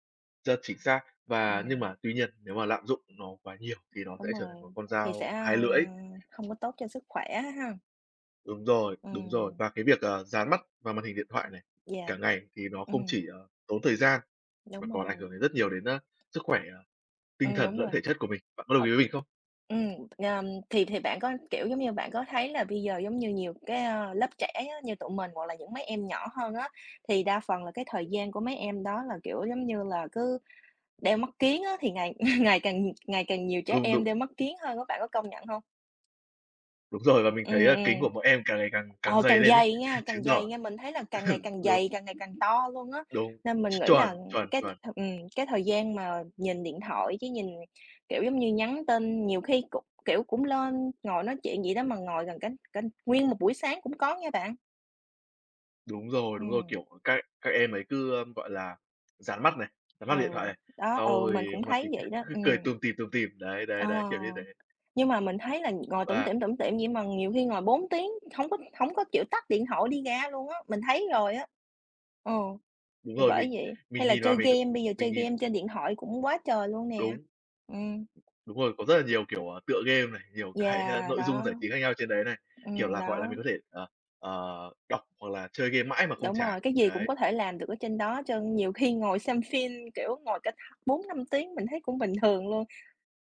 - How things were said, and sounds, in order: tapping; other background noise; laughing while speaking: "ngày"; laughing while speaking: "rồi"; laugh; laughing while speaking: "ừm"; unintelligible speech; laughing while speaking: "cái"
- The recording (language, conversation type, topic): Vietnamese, unstructured, Bạn nghĩ sao về việc dùng điện thoại quá nhiều mỗi ngày?